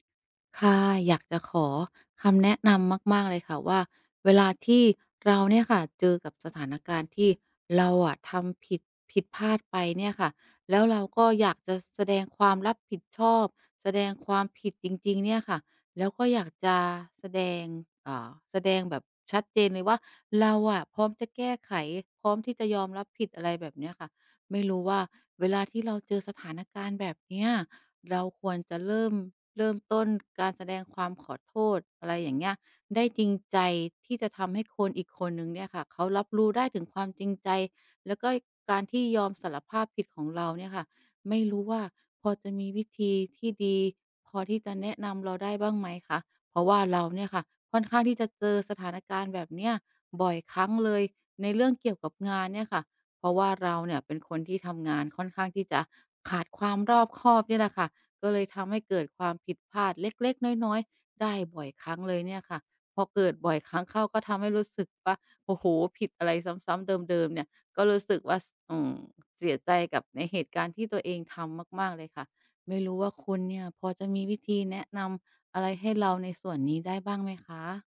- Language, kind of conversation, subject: Thai, advice, จะเริ่มขอโทษอย่างจริงใจและรับผิดชอบต่อความผิดของตัวเองอย่างไรดี?
- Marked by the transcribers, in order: tapping; other background noise